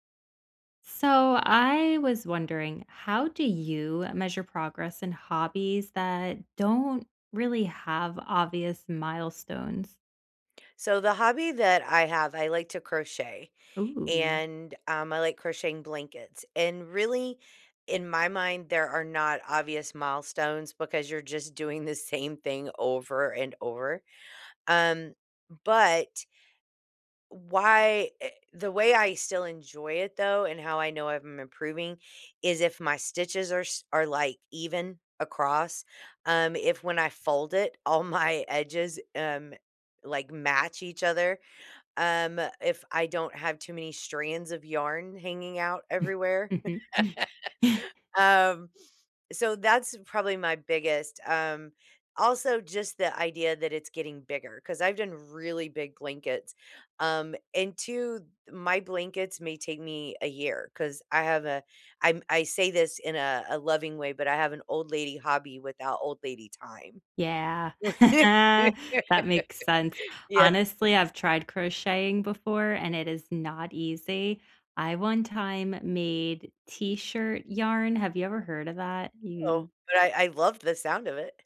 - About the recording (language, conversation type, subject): English, unstructured, How do you measure progress in hobbies that don't have obvious milestones?
- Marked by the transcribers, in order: laughing while speaking: "my"; chuckle; laugh; laugh; laugh; laughing while speaking: "Yes"; other background noise